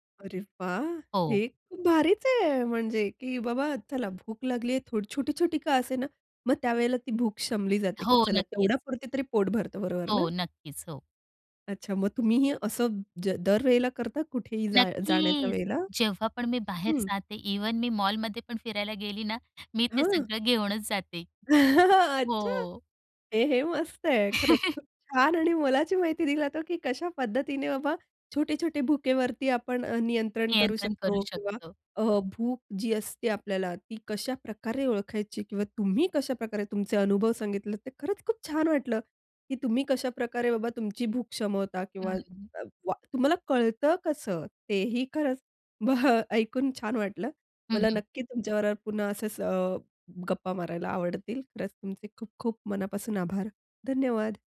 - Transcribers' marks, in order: surprised: "अरे वाह! हे खूप भारीच आहे"; other background noise; drawn out: "नक्कीच"; laugh; joyful: "अच्छा! ए हे मस्त आहे"; tapping; laugh
- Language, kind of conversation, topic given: Marathi, podcast, खाण्यापूर्वी शरीराच्या भुकेचे संकेत कसे ओळखाल?